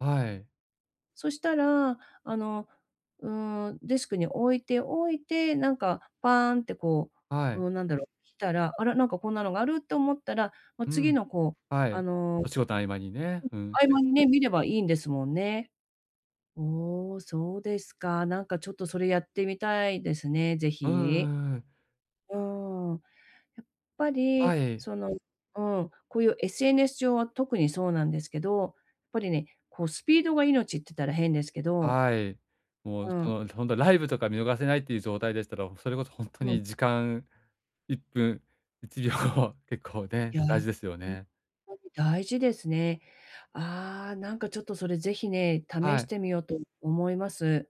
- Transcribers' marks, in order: laughing while speaking: "いちびょう 後結構 ね"
- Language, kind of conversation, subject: Japanese, advice, 時間不足で趣味に手が回らない